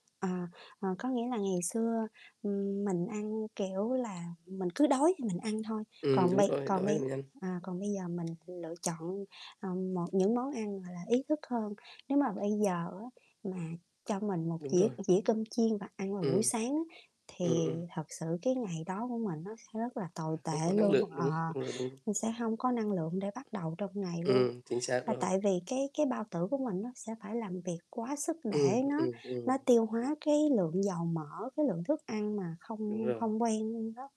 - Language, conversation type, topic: Vietnamese, unstructured, Bạn có nghĩ chế độ ăn uống ảnh hưởng nhiều đến sức khỏe thể chất không?
- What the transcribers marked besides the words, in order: static; tapping; mechanical hum